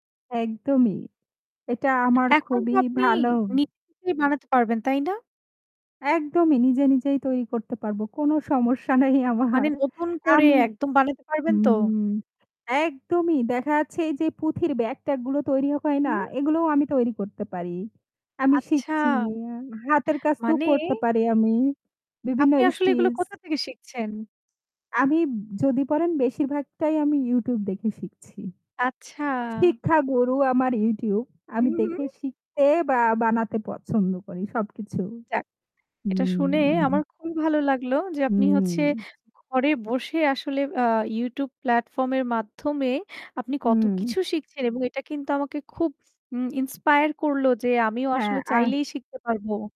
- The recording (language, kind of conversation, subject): Bengali, unstructured, আপনি কীভাবে ঠিক করেন যে নতুন কিছু শিখবেন, নাকি পুরনো শখে সময় দেবেন?
- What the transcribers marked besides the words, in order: other background noise; static; unintelligible speech; laughing while speaking: "সমস্যা নাই আমার"; "স্টিচ" said as "স্টিজ"; in English: "ইন্সপায়ার"